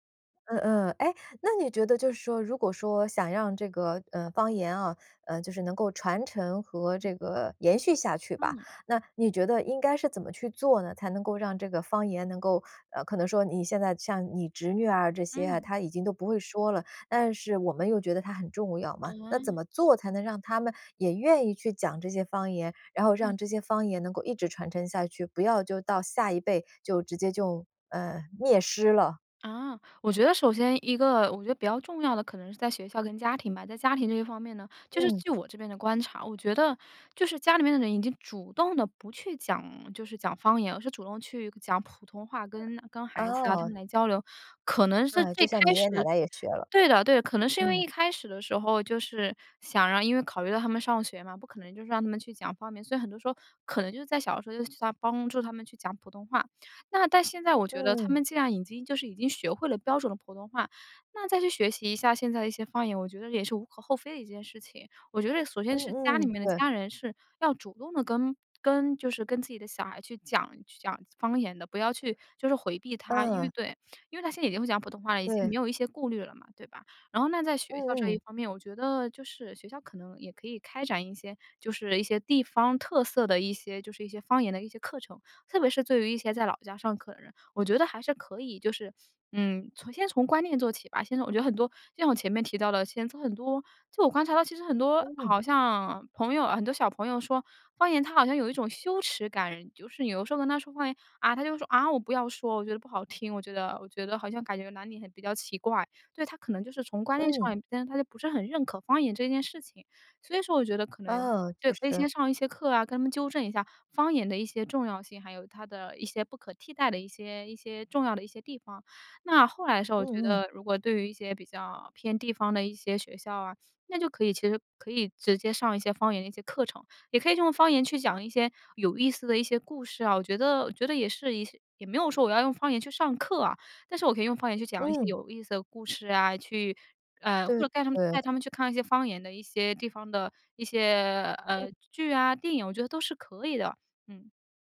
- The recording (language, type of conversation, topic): Chinese, podcast, 你怎么看待方言的重要性？
- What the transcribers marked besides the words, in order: other noise; other background noise